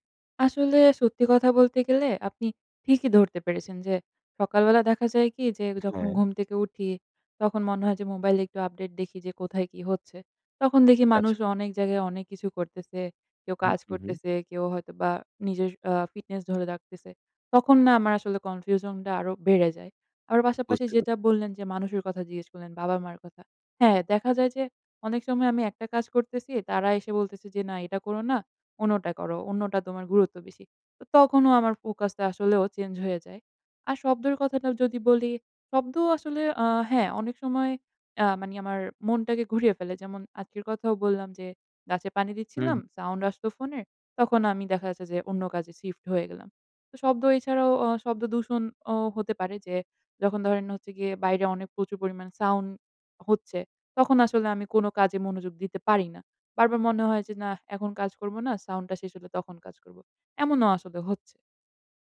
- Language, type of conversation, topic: Bengali, advice, একসঙ্গে অনেক কাজ থাকার কারণে কি আপনার মনোযোগ ছিন্নভিন্ন হয়ে যাচ্ছে?
- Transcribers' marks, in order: "মানে" said as "মানি"